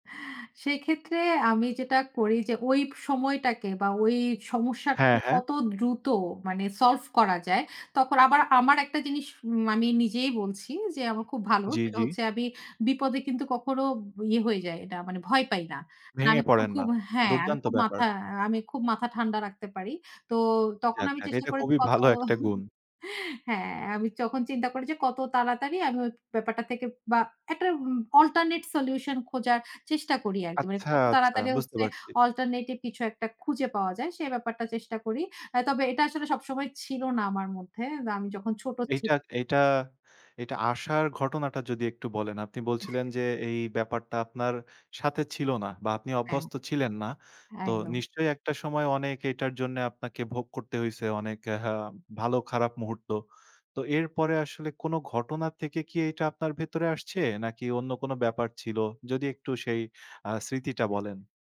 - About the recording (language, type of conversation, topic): Bengali, podcast, স্ট্রেস হলে আপনি প্রথমে কী করেন?
- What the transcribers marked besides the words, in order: chuckle; "তখন" said as "চখন"; in English: "অল্টারনেট সলিউশন"; in English: "অল্টারনেটিভ"; other background noise